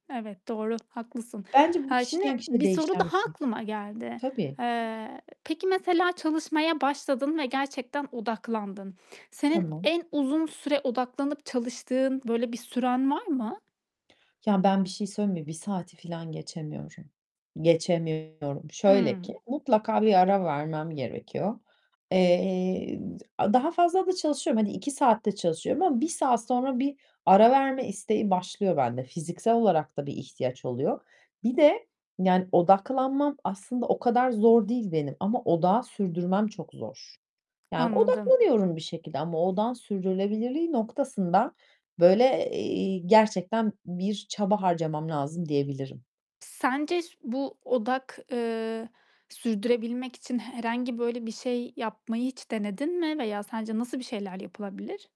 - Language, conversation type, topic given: Turkish, podcast, Evden çalışırken odaklanmanı sağlayan yöntemler nelerdir?
- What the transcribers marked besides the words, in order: tapping; distorted speech; other background noise